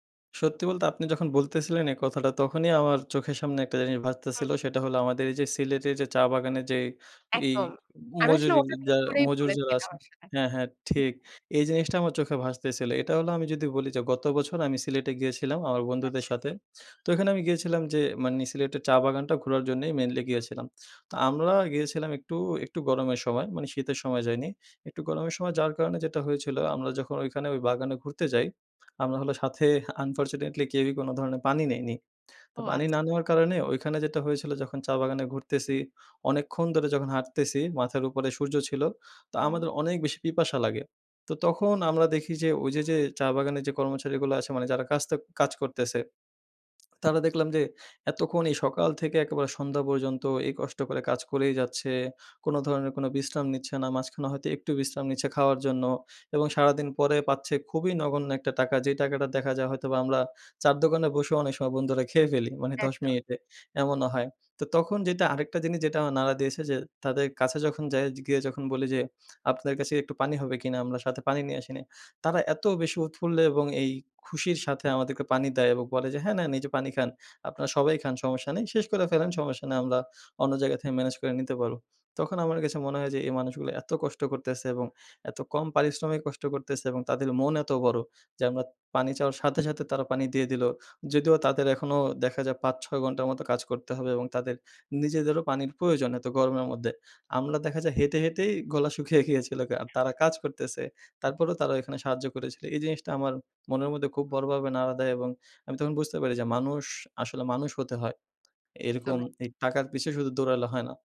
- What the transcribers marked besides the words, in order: tapping
- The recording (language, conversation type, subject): Bengali, podcast, তুমি কি কখনো কোনো অচেনা মানুষের সাহায্যে তোমার জীবনে আশ্চর্য কোনো পরিবর্তন দেখেছ?